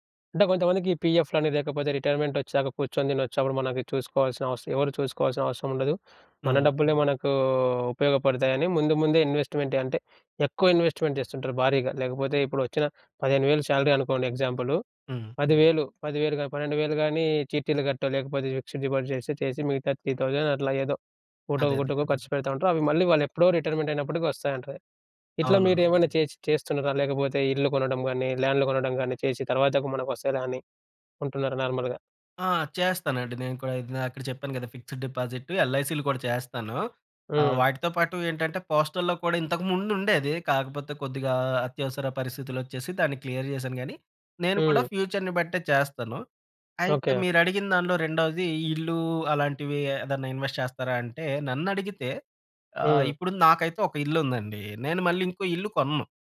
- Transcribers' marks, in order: in English: "రిటైర్మెంట్"; drawn out: "మనకు"; in English: "ఇన్వెస్ట్‌మెంట్"; in English: "ఇన్వెస్ట్‌మెంట్"; in English: "శాలరీ"; in English: "ఎగ్జాంపుల్"; in English: "ఫిక్సెడ్ డిపాజిట్"; in English: "త్రీ థౌసండ్"; in English: "నార్మల్‌గా?"; in English: "ఫిక్స్డ్ డిపాజిట్"; in English: "పోస్టల్‌లో"; in English: "క్లియర్"; in English: "ఫ్యూచర్‌ని"; in English: "ఇన్వెస్ట్"
- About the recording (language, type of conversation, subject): Telugu, podcast, ప్రయాణాలు, కొత్త అనుభవాల కోసం ఖర్చు చేయడమా లేదా ఆస్తి పెంపుకు ఖర్చు చేయడమా—మీకు ఏది ఎక్కువ ముఖ్యమైంది?